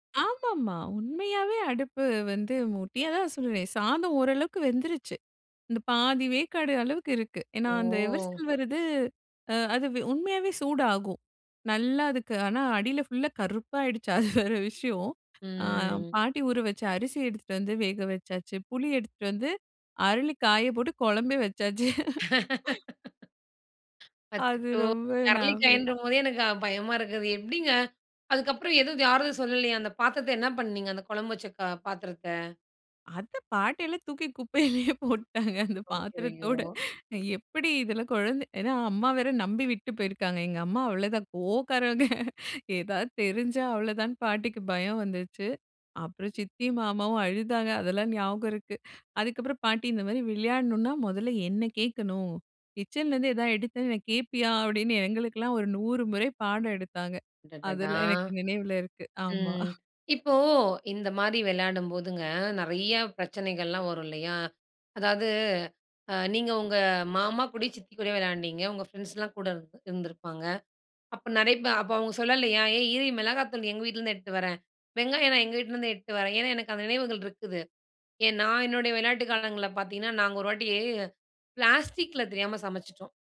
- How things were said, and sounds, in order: drawn out: "ஓ!"; laughing while speaking: "அது வேற விஷயம்"; drawn out: "ம்"; laughing while speaking: "வச்சாச்சு"; laugh; laughing while speaking: "அத பாட்டில்லாம் தூக்கி குப்பையிலேயே போட்டுட்டாங்க"; laughing while speaking: "கோவக்காரவங்க"; laugh
- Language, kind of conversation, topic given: Tamil, podcast, பள்ளிக் காலத்தில் உங்களுக்கு பிடித்த விளையாட்டு என்ன?